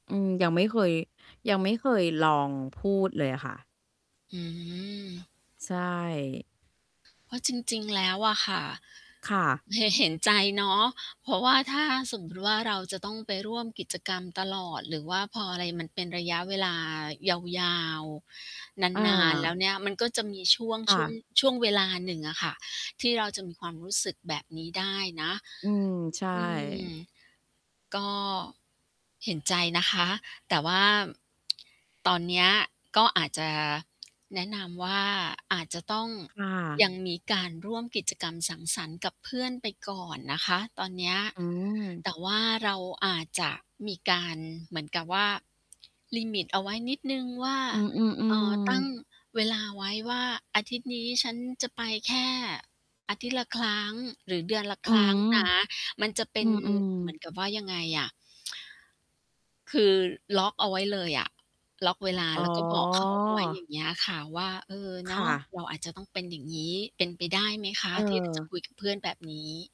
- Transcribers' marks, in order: static; distorted speech; tapping; mechanical hum; lip smack; other background noise
- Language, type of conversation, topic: Thai, advice, ทำไมฉันถึงรู้สึกกดดันทุกครั้งที่ต้องไปร่วมกิจกรรมสังสรรค์กับเพื่อน ๆ?